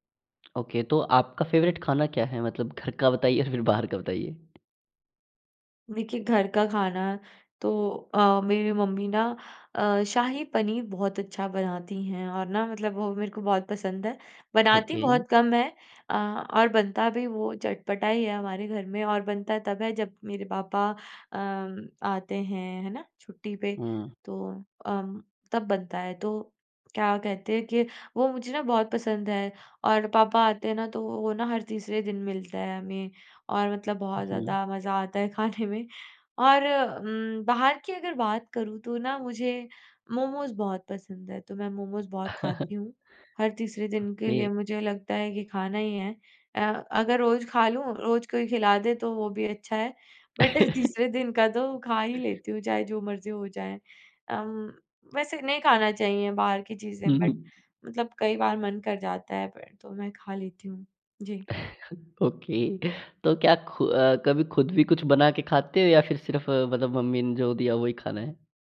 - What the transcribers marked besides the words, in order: in English: "ओके"; in English: "फेवरेट"; in English: "ओके"; laughing while speaking: "खाने में"; chuckle; in English: "ओके"; in English: "बट"; laugh; in English: "बट"; chuckle; laughing while speaking: "ओके"; in English: "ओके"
- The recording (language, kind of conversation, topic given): Hindi, podcast, आप असली भूख और बोरियत से होने वाली खाने की इच्छा में कैसे फर्क करते हैं?